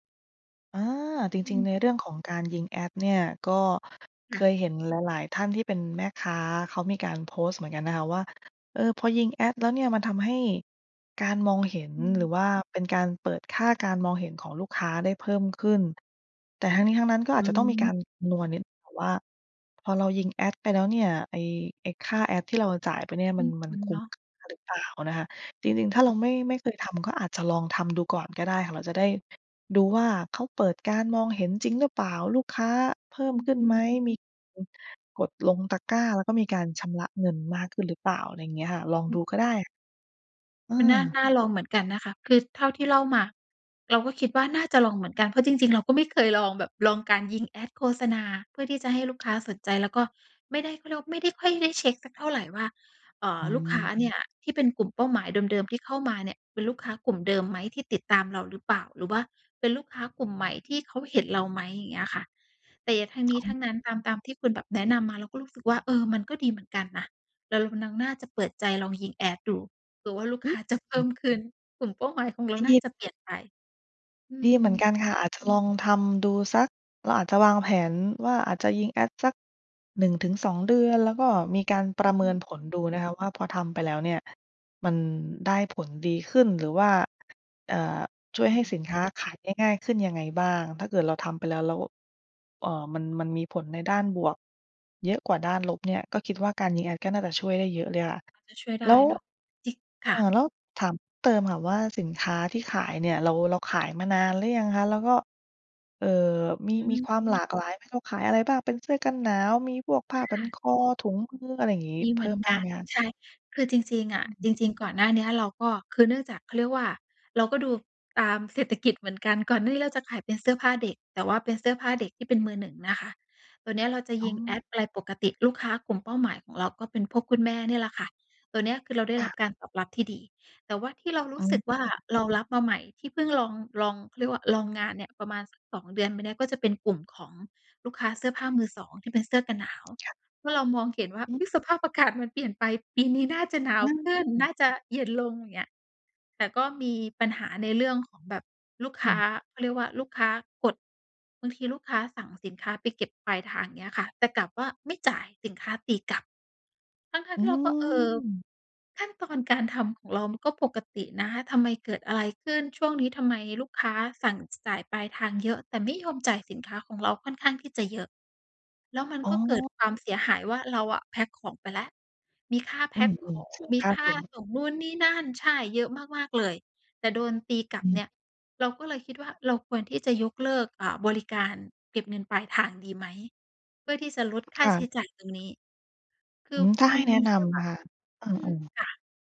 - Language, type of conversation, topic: Thai, advice, จะรับมือกับความรู้สึกท้อใจอย่างไรเมื่อยังไม่มีลูกค้าสนใจสินค้า?
- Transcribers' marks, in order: tapping; other background noise; unintelligible speech; unintelligible speech